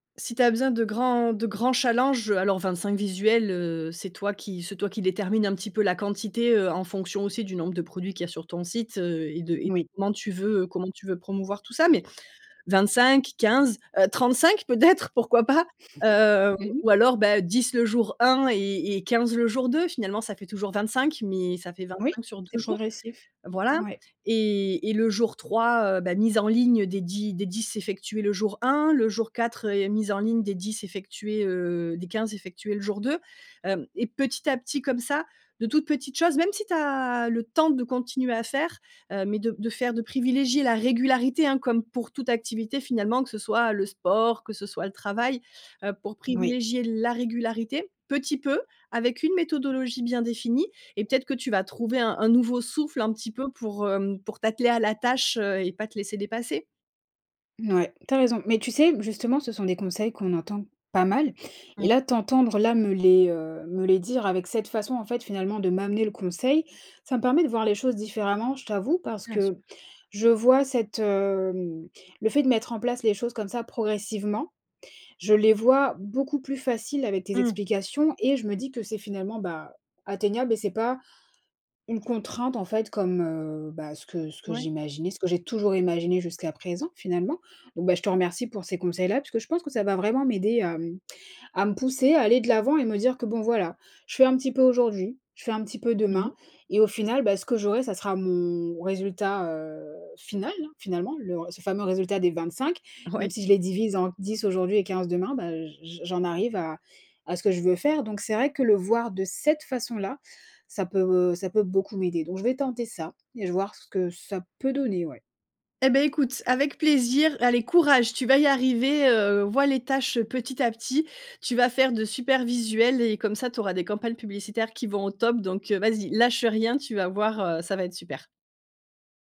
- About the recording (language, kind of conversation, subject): French, advice, Comment surmonter la procrastination chronique sur des tâches créatives importantes ?
- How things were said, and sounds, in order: chuckle; stressed: "pas mal"; other noise; stressed: "cette"